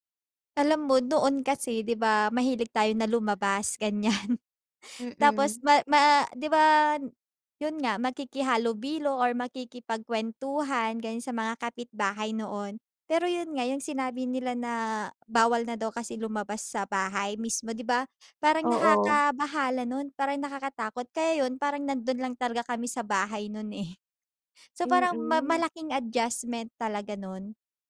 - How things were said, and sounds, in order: laughing while speaking: "ganyan"; tapping
- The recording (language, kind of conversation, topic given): Filipino, unstructured, Paano mo ilalarawan ang naging epekto ng pandemya sa iyong araw-araw na pamumuhay?